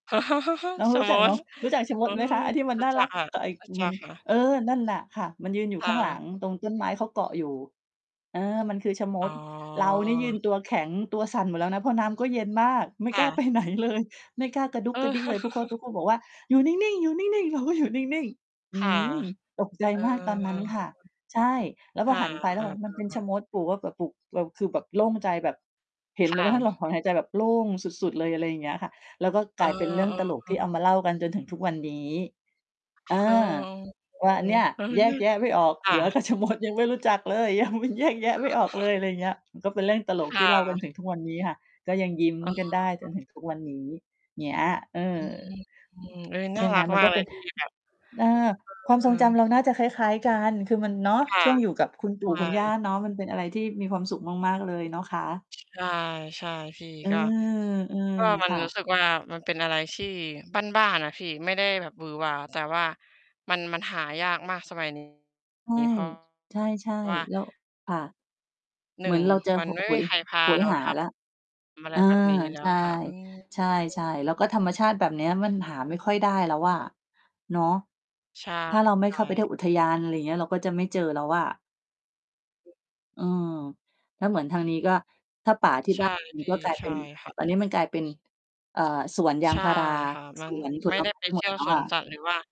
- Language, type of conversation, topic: Thai, unstructured, คุณมีความทรงจำอะไรที่ทำให้คุณยิ้มได้เสมอ?
- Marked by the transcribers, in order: chuckle; distorted speech; laughing while speaking: "ไปไหนเลย"; chuckle; laughing while speaking: "เราก็อยู่นิ่ง ๆ"; laughing while speaking: "ชะมด"; laughing while speaking: "ยัง"; chuckle; other noise